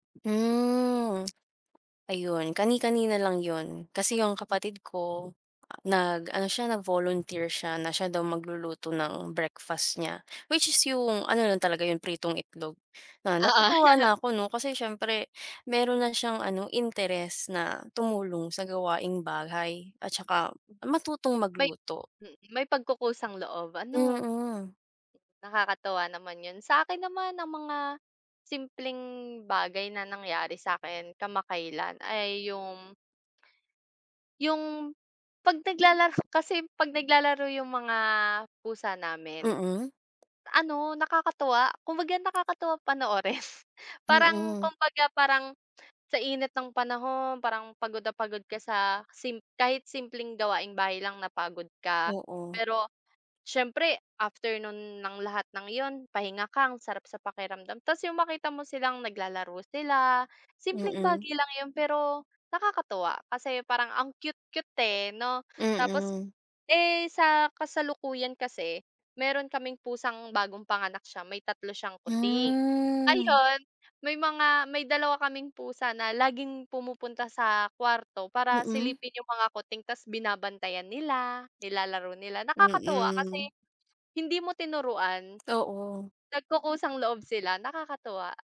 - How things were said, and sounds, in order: tongue click; other background noise; laughing while speaking: "Oo"; tapping; laughing while speaking: "panoorin"; drawn out: "Mm"
- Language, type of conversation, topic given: Filipino, unstructured, Ano ang mga maliliit na tagumpay na nagbibigay ng saya sa iyo?